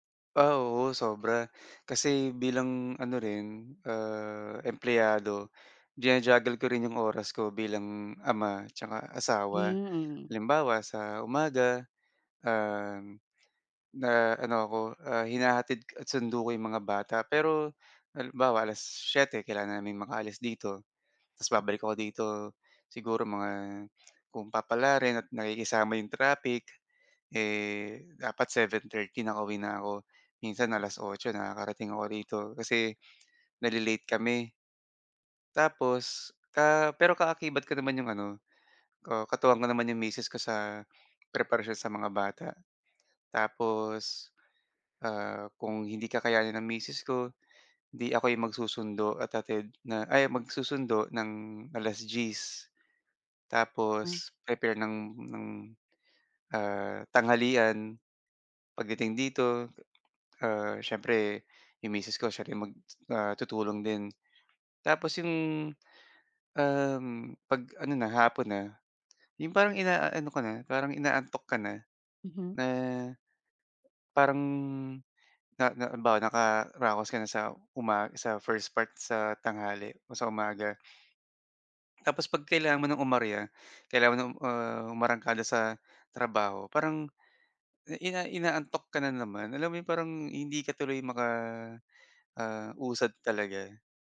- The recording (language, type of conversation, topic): Filipino, advice, Paano ko mapapanatili ang pokus sa kasalukuyan kong proyekto?
- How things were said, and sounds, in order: tapping